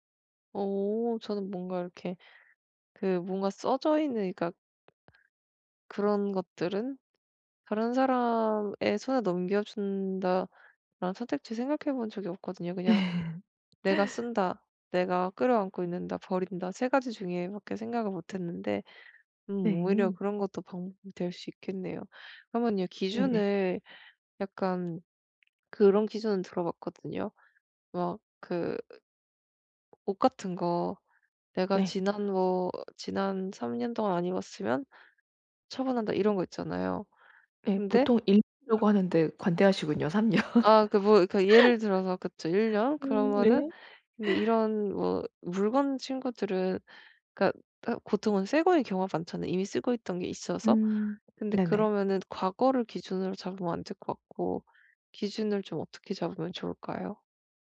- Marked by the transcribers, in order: tapping; laugh; laughing while speaking: "삼 년"; laughing while speaking: "네"
- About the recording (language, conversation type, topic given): Korean, advice, 감정이 담긴 오래된 물건들을 이번에 어떻게 정리하면 좋을까요?